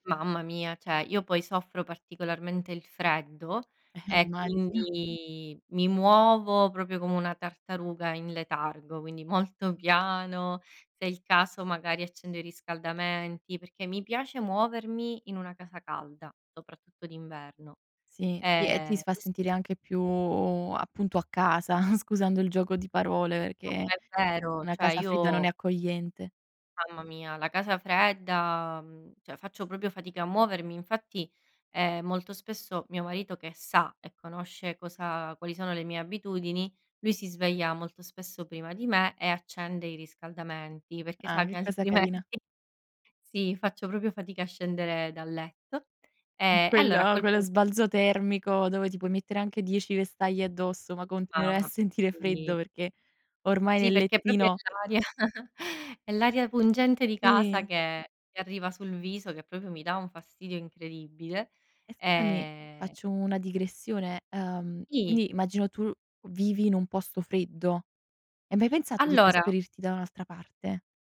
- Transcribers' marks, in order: "Cioè" said as "ceh"; laughing while speaking: "Eh, immagino"; tapping; "proprio" said as "propio"; laughing while speaking: "molto piano"; chuckle; "cioè" said as "ceh"; "cioè" said as "ceh"; "proprio" said as "propio"; laughing while speaking: "altrimenti"; other background noise; "proprio" said as "propio"; laughing while speaking: "sentire"; "proprio" said as "propio"; chuckle; "proprio" said as "propio"; "Sì" said as "ì"
- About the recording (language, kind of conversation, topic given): Italian, podcast, Com'è la tua routine mattutina nei giorni feriali?